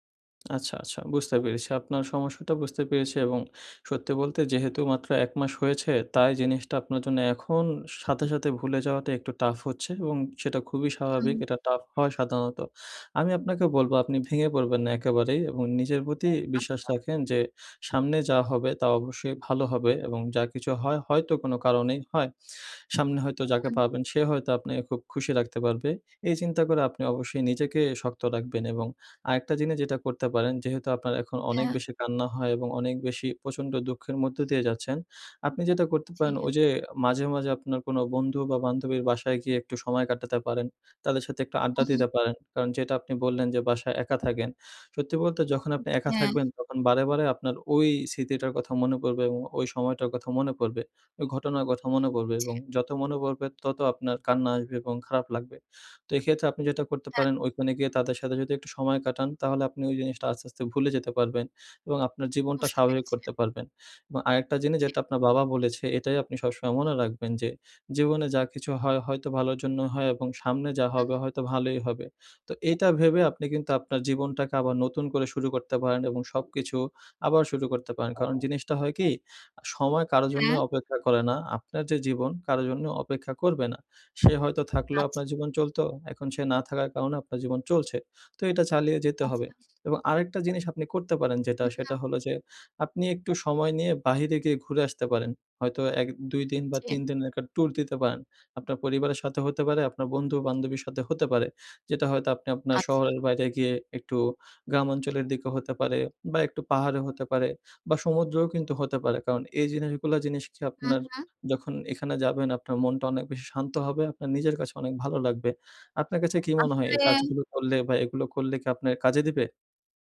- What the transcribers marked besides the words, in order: in English: "tough"; in English: "tough"; lip smack; tapping; other background noise
- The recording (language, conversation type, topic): Bengali, advice, ব্রেকআপের পর প্রচণ্ড দুঃখ ও কান্না কীভাবে সামলাব?